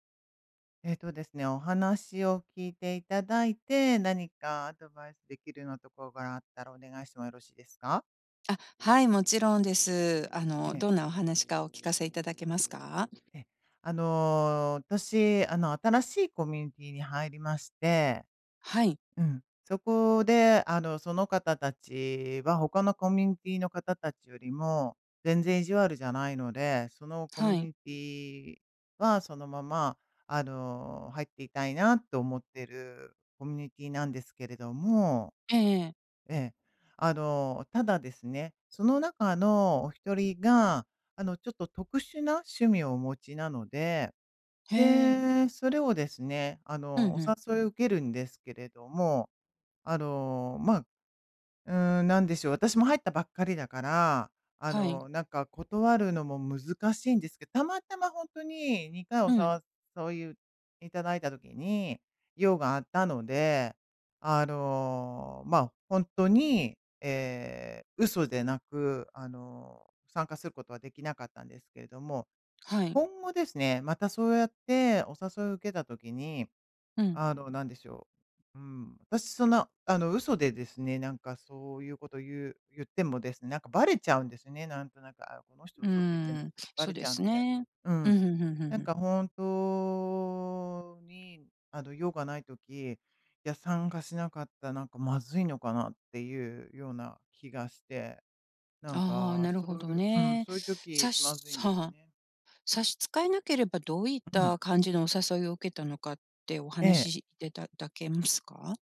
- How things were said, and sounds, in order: other background noise; in English: "コミュニティ"; in English: "コミュニティ"; in English: "コミュニティ"; in English: "コミュニティ"; tapping
- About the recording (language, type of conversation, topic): Japanese, advice, 友人の集まりで気まずい雰囲気を避けるにはどうすればいいですか？
- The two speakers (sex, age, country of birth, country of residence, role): female, 55-59, Japan, United States, advisor; female, 55-59, Japan, United States, user